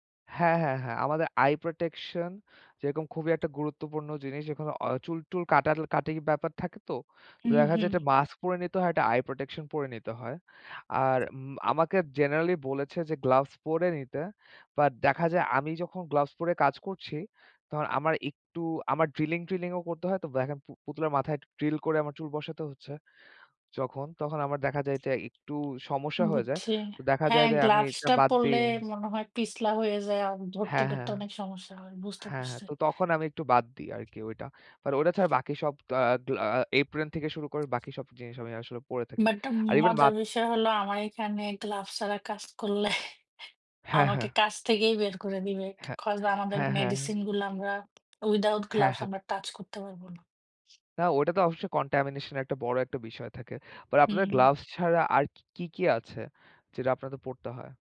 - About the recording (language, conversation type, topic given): Bengali, unstructured, আপনার কাজের পরিবেশ কেমন লাগে?
- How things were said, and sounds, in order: other background noise; chuckle; tapping; in English: "contamination"